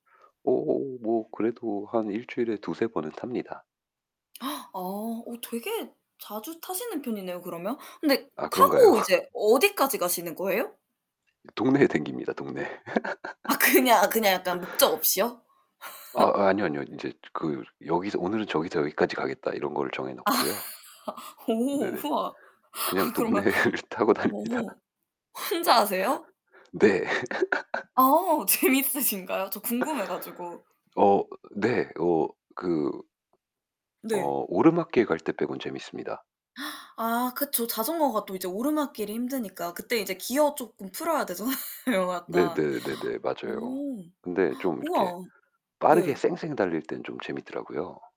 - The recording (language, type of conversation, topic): Korean, unstructured, 요즘 가장 자주 하는 취미는 무엇인가요?
- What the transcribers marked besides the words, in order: tapping; other background noise; gasp; laughing while speaking: "그런가요?"; laugh; laugh; laughing while speaking: "아, 그냥"; laugh; laughing while speaking: "아. 오, 우와"; laughing while speaking: "동네를 타고 다닙니다. 네"; laughing while speaking: "혼자 하세요?"; laugh; laughing while speaking: "재밌으신가요?"; laughing while speaking: "되잖아요, 약간"